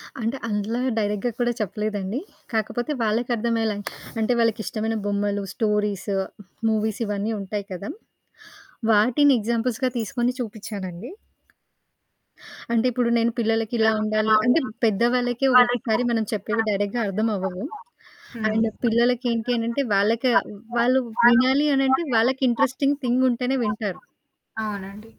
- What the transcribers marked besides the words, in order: static; in English: "డైరెక్ట్‌గా"; other background noise; in English: "స్టోరీస్, మూవీస్"; in English: "ఎగ్జాంపుల్స్‌గా"; background speech; in English: "డైరెక్ట్‌గా"; in English: "అండ్"; in English: "ఇంట్రెస్టింగ్ థింగ్"
- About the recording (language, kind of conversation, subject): Telugu, podcast, పిల్లల పట్ల మీ ప్రేమను మీరు ఎలా వ్యక్తపరుస్తారు?
- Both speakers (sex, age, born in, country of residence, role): female, 18-19, India, India, host; female, 30-34, India, India, guest